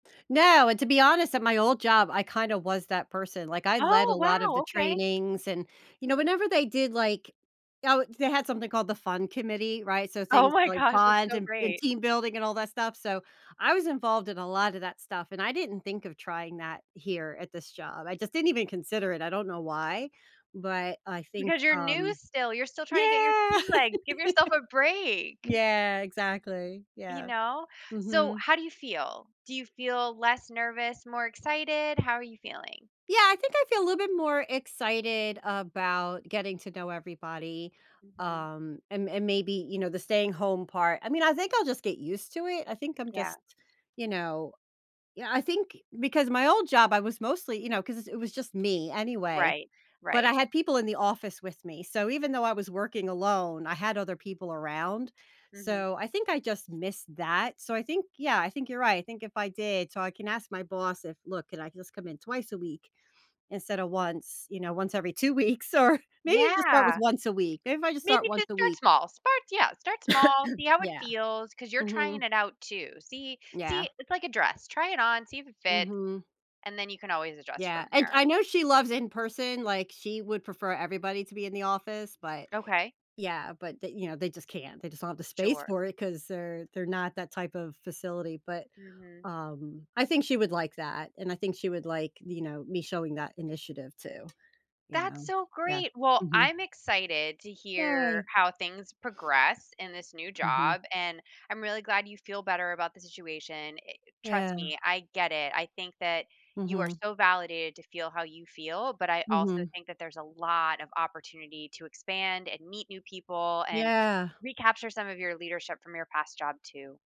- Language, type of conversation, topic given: English, advice, How do I manage excitement and nerves when starting a new job?
- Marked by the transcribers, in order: other background noise; laughing while speaking: "Oh my gosh"; background speech; laugh; sniff; laughing while speaking: "weeks or"; "start" said as "spart"; cough; throat clearing; tapping